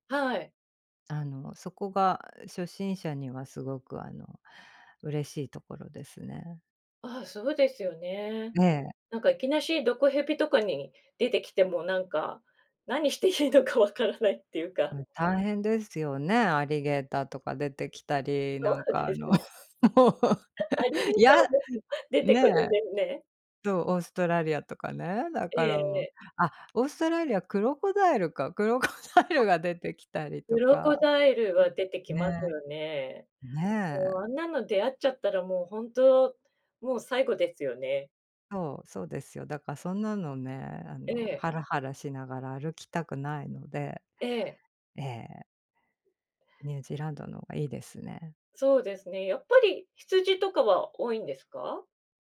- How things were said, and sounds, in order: tapping; laughing while speaking: "何していいのかわからない"; unintelligible speech; laughing while speaking: "そうですね"; chuckle; laughing while speaking: "もう"; chuckle; laughing while speaking: "出てくるんですね"; unintelligible speech; laughing while speaking: "クロコダイルが"
- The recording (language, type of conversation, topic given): Japanese, unstructured, 旅行で訪れてみたい国や場所はありますか？
- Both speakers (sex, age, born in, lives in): female, 45-49, Japan, United States; female, 50-54, Japan, Japan